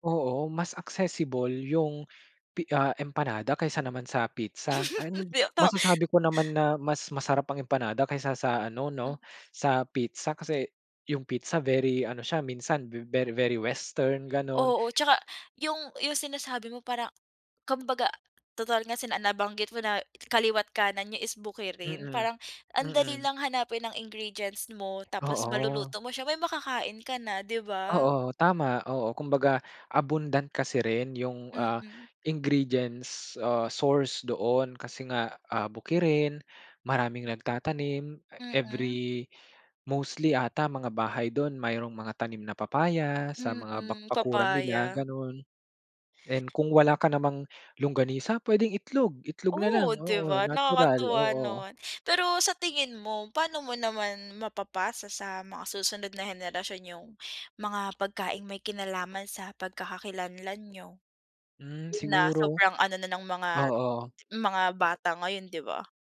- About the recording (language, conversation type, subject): Filipino, podcast, Paano nakaaapekto ang pagkain sa pagkakakilanlan mo?
- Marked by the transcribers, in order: laugh; laughing while speaking: "Dito"; tapping